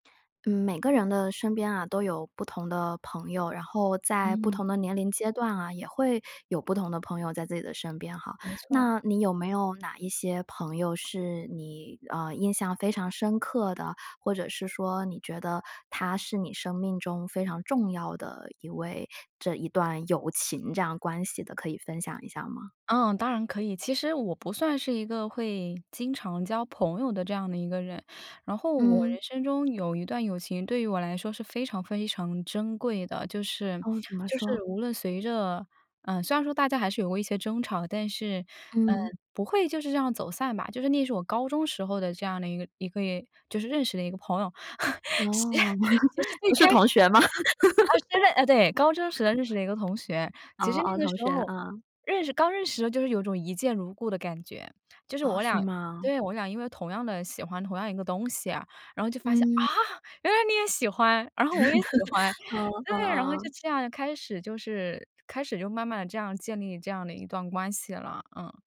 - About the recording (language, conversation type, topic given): Chinese, podcast, 你有没有一段友情，随着岁月流逝而越发珍贵？
- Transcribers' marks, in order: laugh; laughing while speaking: "其 其实最开始"; chuckle; laugh; other background noise; surprised: "啊"; chuckle